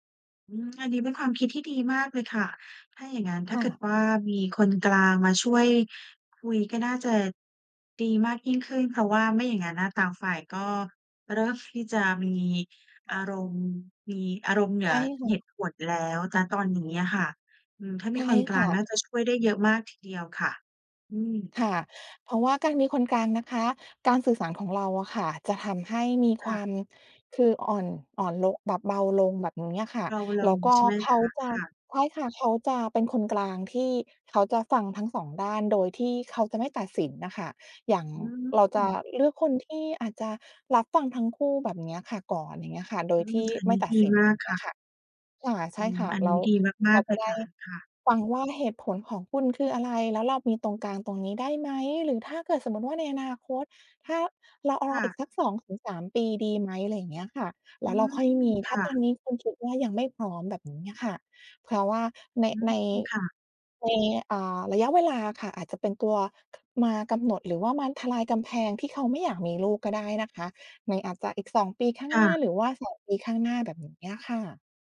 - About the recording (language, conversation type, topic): Thai, advice, ไม่ตรงกันเรื่องการมีลูกทำให้ความสัมพันธ์ตึงเครียด
- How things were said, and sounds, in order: other background noise; tapping